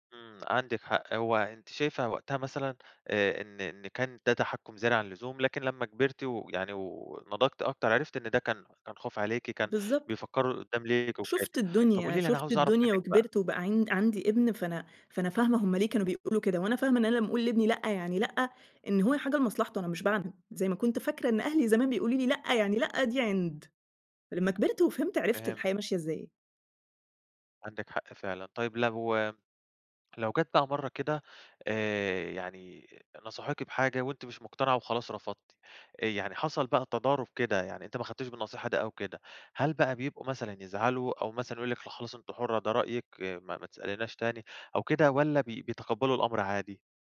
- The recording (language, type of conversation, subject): Arabic, podcast, هل نصايح العيلة بتأثر على قراراتك الطويلة المدى ولا القصيرة؟
- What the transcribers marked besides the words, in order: none